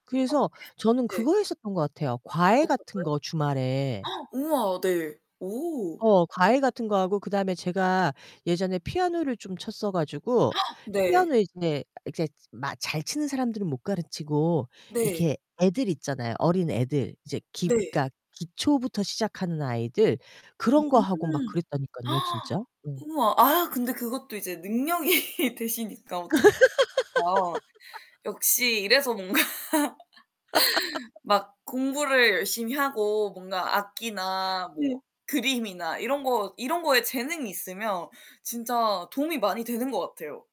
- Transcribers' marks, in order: distorted speech; gasp; gasp; other background noise; gasp; laughing while speaking: "능력이"; laugh; laughing while speaking: "뭔가"; laugh
- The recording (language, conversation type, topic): Korean, unstructured, 월급이 적어서 생활이 힘들 때는 어떻게 하시나요?